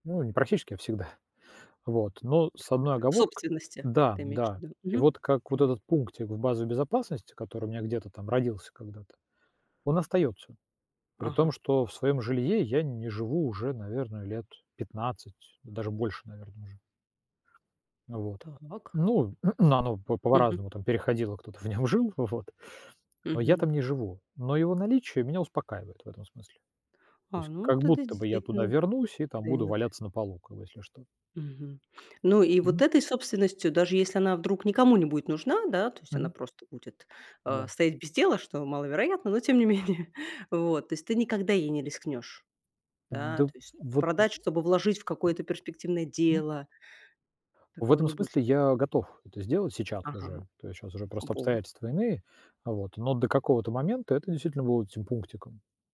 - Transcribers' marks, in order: laughing while speaking: "Ага"; throat clearing; laughing while speaking: "вот"; laughing while speaking: "тем не менее"; other noise; tapping
- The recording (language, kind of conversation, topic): Russian, podcast, Что для тебя важнее — безопасность или возможность рисковать?